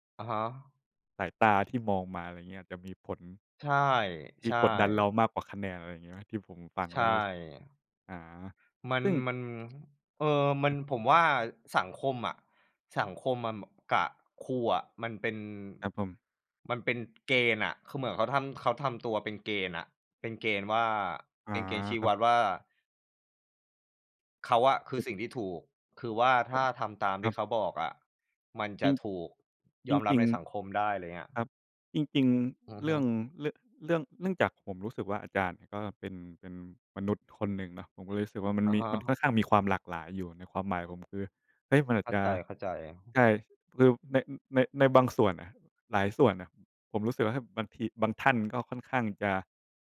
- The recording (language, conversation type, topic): Thai, unstructured, การถูกกดดันให้ต้องได้คะแนนดีทำให้คุณเครียดไหม?
- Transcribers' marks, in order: unintelligible speech